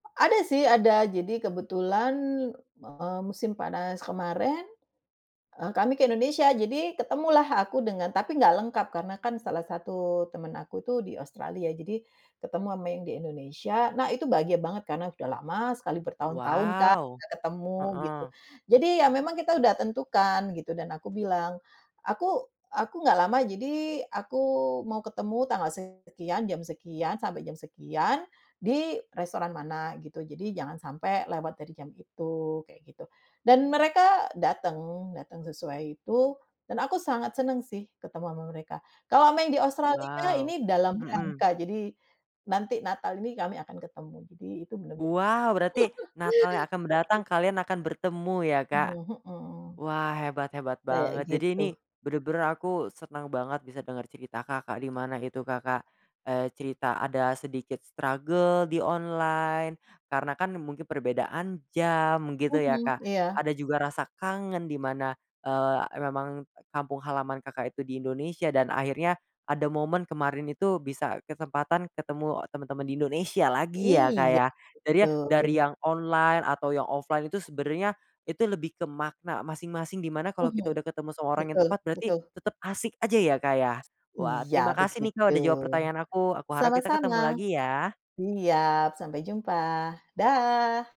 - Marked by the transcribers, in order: laugh; unintelligible speech; in English: "struggle"; in English: "offline"
- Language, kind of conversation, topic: Indonesian, podcast, Apa perbedaan ngobrol santai lewat internet dan ngobrol tatap muka menurutmu?